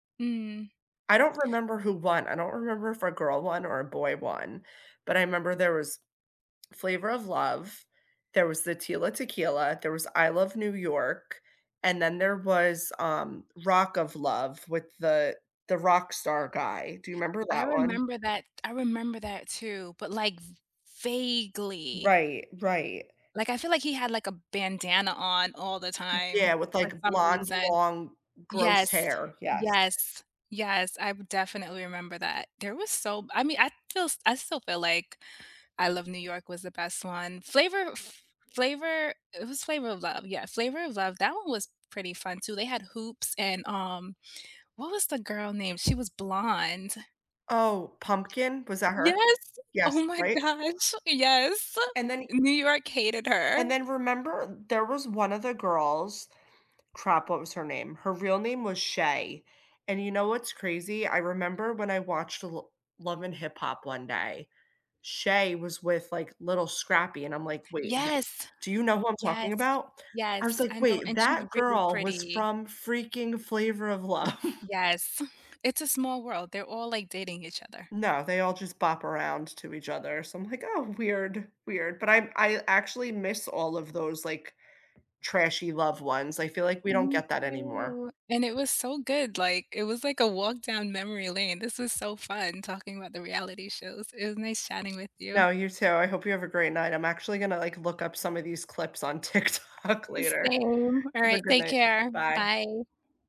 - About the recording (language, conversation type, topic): English, unstructured, What reality shows do you secretly love but won’t admit to?
- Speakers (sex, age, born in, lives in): female, 35-39, United States, United States; female, 35-39, United States, United States
- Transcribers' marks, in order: drawn out: "vaguely"; tapping; joyful: "Yes! Oh my gosh, yes"; other background noise; laughing while speaking: "Love"; laughing while speaking: "TikTok"